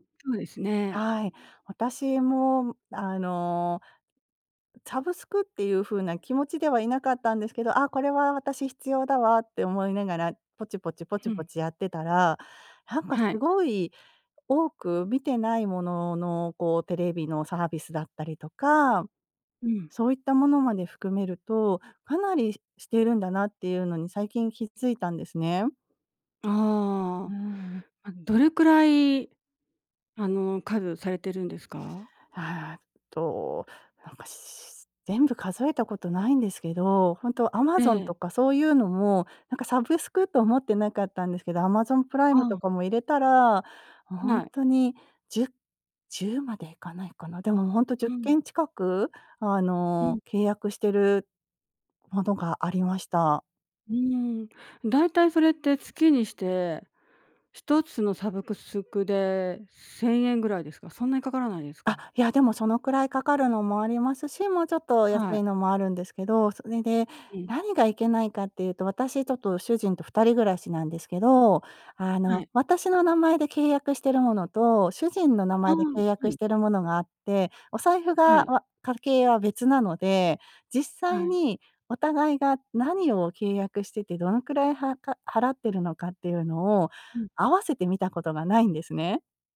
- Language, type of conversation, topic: Japanese, advice, 毎月の定額サービスの支出が増えているのが気になるのですが、どう見直せばよいですか？
- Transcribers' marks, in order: "サブスク" said as "サブクスク"